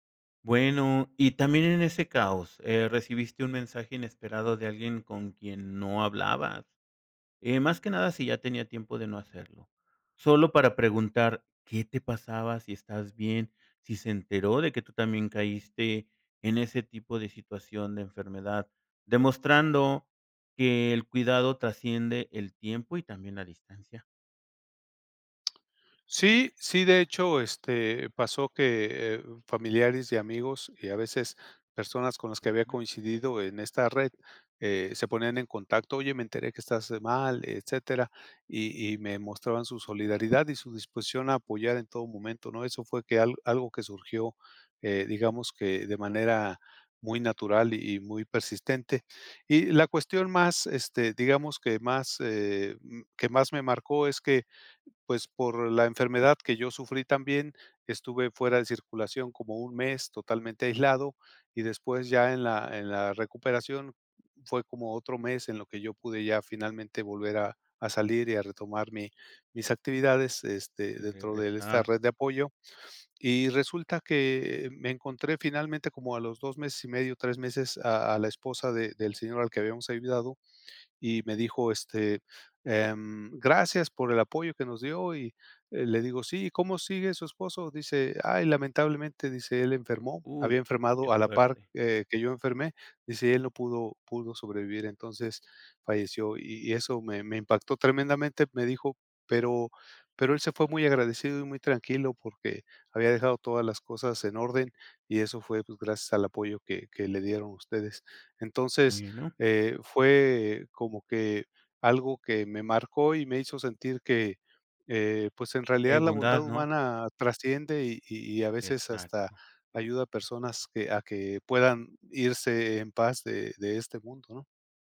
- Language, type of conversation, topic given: Spanish, podcast, ¿Cuál fue tu encuentro más claro con la bondad humana?
- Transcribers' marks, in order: unintelligible speech; tapping; unintelligible speech